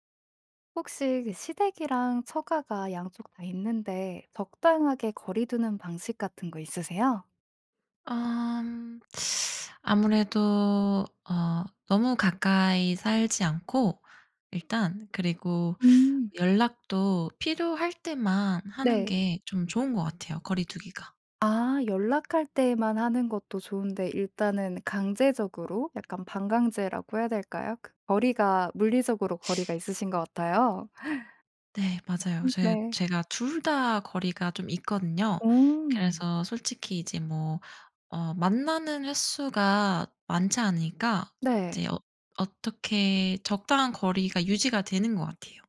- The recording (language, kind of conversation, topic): Korean, podcast, 시댁과 처가와는 어느 정도 거리를 두는 게 좋을까요?
- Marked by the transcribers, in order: other background noise; sniff